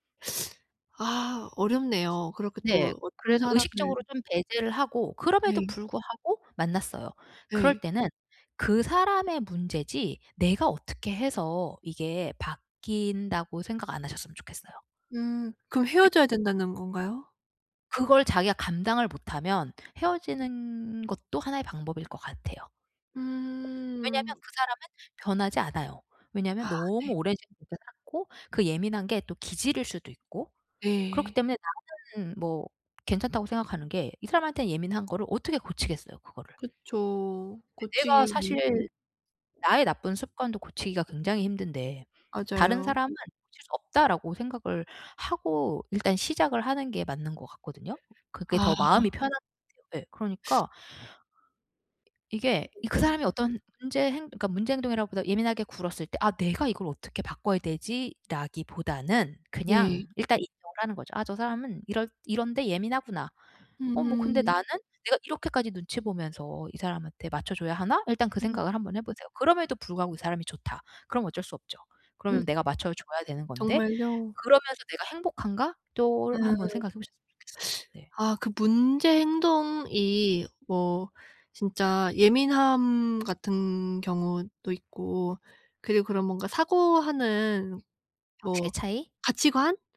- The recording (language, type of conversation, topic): Korean, advice, 전 애인과 헤어진 뒤 감정적 경계를 세우며 건강한 관계를 어떻게 시작할 수 있을까요?
- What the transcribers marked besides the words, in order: teeth sucking; other background noise; tapping; unintelligible speech